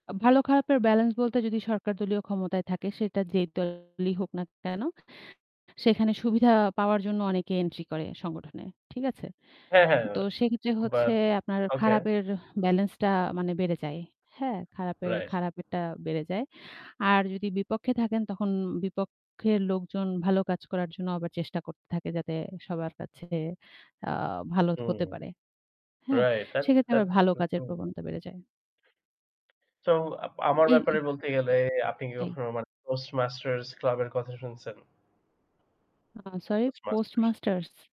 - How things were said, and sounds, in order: distorted speech; static; in English: "that's that's"; other background noise
- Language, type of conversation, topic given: Bengali, unstructured, আপনার প্রিয় শখ কীভাবে আপনার জীবন বদলে দিয়েছে?